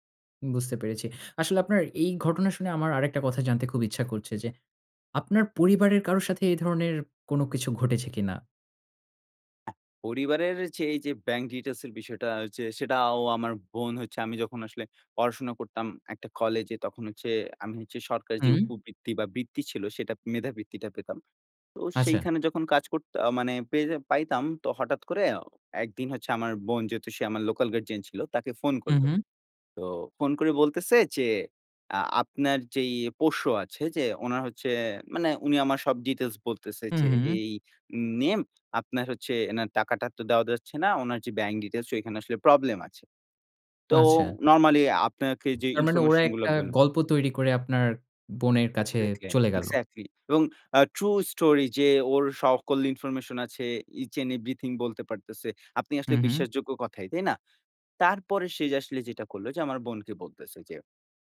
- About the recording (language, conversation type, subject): Bengali, podcast, আপনি অনলাইনে লেনদেন কীভাবে নিরাপদ রাখেন?
- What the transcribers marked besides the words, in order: in English: "bank details"; in English: "details"; in English: "bank details"; tapping; in English: "true story"; in English: "each and everything"